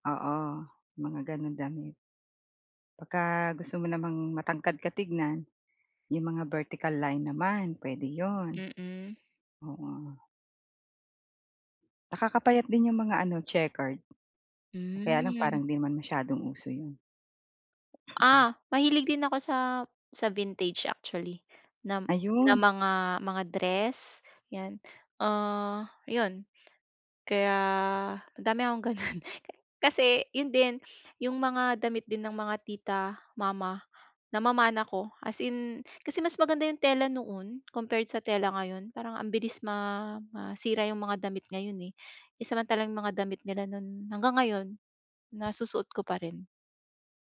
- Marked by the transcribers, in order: tapping
- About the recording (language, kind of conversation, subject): Filipino, advice, Paano ako makakahanap ng damit na bagay sa akin?